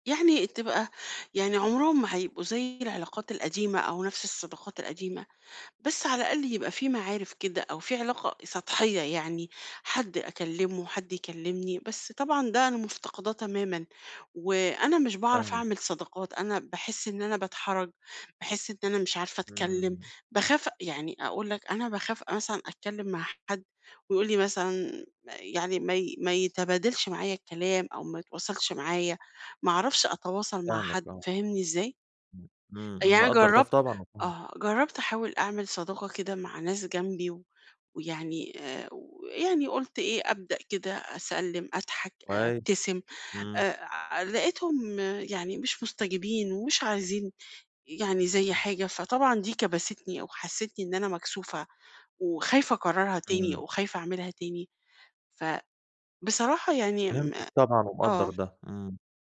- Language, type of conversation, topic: Arabic, advice, إزاي بتتعامل مع صعوبة تكوين صحاب جداد بعد ما تنقلّت أو حصل تغيير في حياتك؟
- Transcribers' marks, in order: none